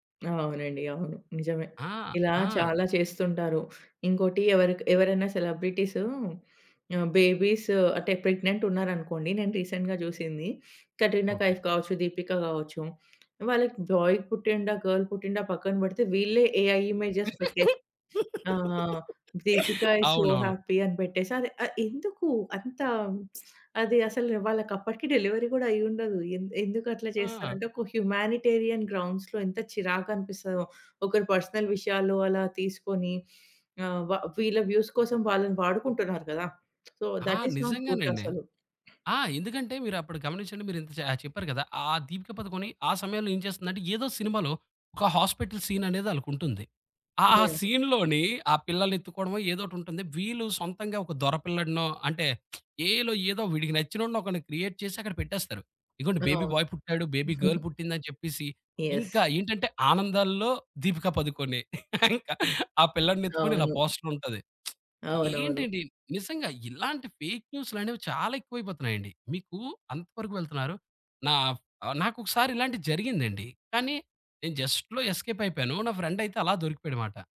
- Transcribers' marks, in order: in English: "సెలబ్రిటీస్"; in English: "బేబీస్"; in English: "ప్రెగ్నెంట్"; in English: "రీసెంట్‌గా"; in English: "బాయ్"; in English: "గాల్"; in English: "ఏఐ ఇమేజెస్"; other background noise; laugh; in English: "ఈస్ సో హ్యాపీ"; in English: "డెలివరీ"; in English: "హ్యుమానిటేరియన్ గ్రౌండ్స్‌లో"; in English: "పర్సనల్"; in English: "వ్యూస్"; in English: "సో థట్ ఈస్ నాట్ గుడ్"; in English: "సీన్‌లోని"; lip smack; in English: "ఏఐలో"; in English: "క్రియేట్"; in English: "బేబీ బాయ్"; giggle; in English: "బేబీ గల్"; in English: "యెస్"; chuckle; in English: "పోస్ట్‌ర్"; lip smack; in English: "ఫేక్"; in English: "జస్ట్‌లో ఎస్‌కేప్"; in English: "ఫ్రెండ్"
- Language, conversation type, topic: Telugu, podcast, ఫేక్ న్యూస్‌ను మీరు ఎలా గుర్తించి, ఎలా స్పందిస్తారు?